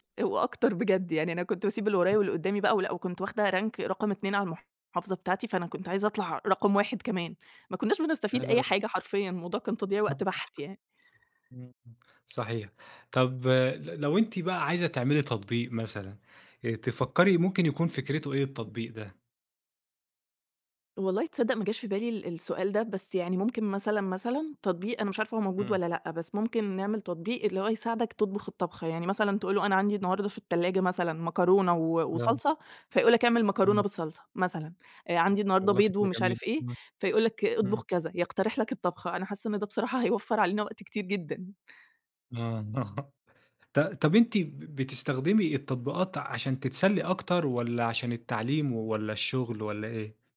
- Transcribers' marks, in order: unintelligible speech; in English: "rank"; unintelligible speech; unintelligible speech; tapping; other background noise; unintelligible speech; chuckle
- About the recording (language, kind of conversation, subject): Arabic, podcast, إيه التطبيق اللي ما تقدرش تستغنى عنه وليه؟